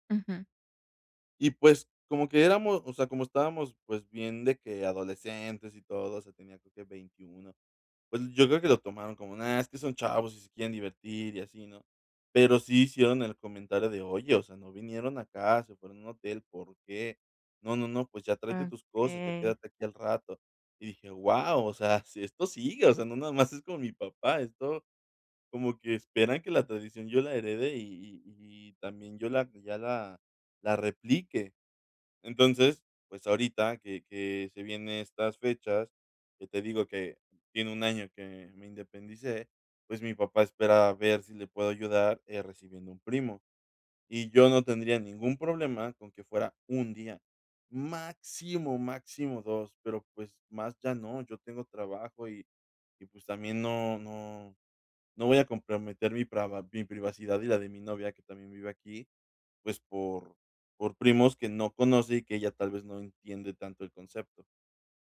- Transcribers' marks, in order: none
- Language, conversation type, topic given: Spanish, advice, ¿Cómo puedes equilibrar tus tradiciones con la vida moderna?